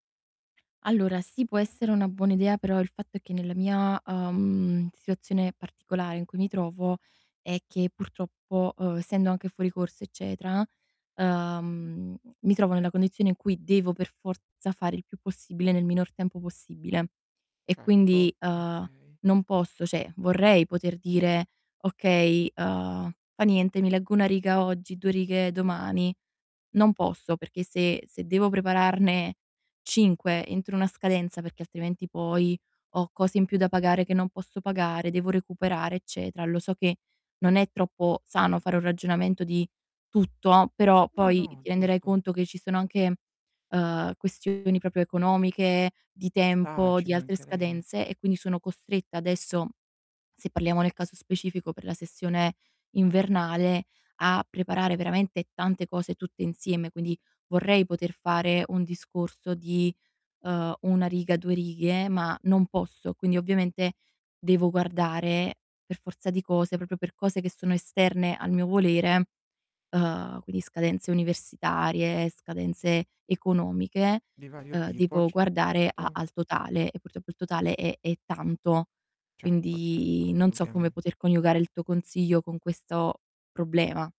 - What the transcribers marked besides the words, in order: other background noise; tapping; static; "cioè" said as "ceh"; distorted speech; "proprio" said as "propio"; mechanical hum; drawn out: "Quindi"
- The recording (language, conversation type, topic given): Italian, advice, Come posso collegare le mie azioni di oggi ai risultati futuri?